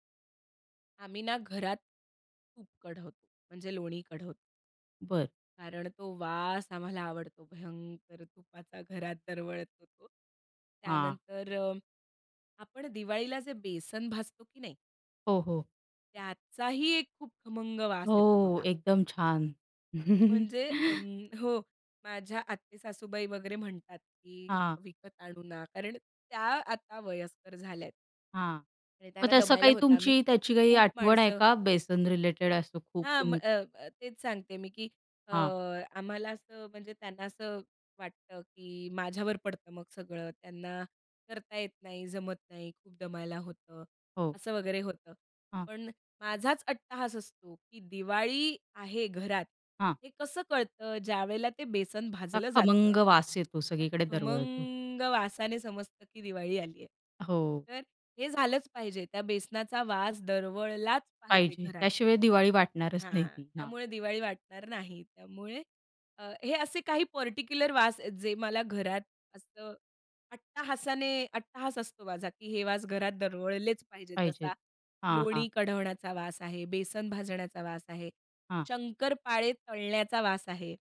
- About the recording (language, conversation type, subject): Marathi, podcast, घरच्या रेसिपींच्या गंधाचा आणि स्मृतींचा काय संबंध आहे?
- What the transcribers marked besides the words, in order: joyful: "कारण तो वास आम्हाला आवडतो भयंकर तुपाचा घरात दरवळतो तो"; tapping; chuckle; drawn out: "खमंग"; other noise; stressed: "दरवळलाच"; laughing while speaking: "नाही ती"